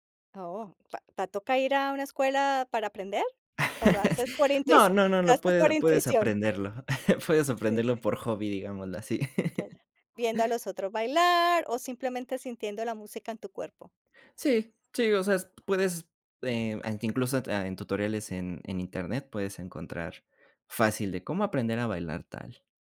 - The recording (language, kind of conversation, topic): Spanish, podcast, ¿Qué música escuchas cuando trabajas o estudias?
- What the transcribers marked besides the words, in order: laugh; tapping; laughing while speaking: "intuición?"; chuckle; laughing while speaking: "Puedes aprenderlo"; chuckle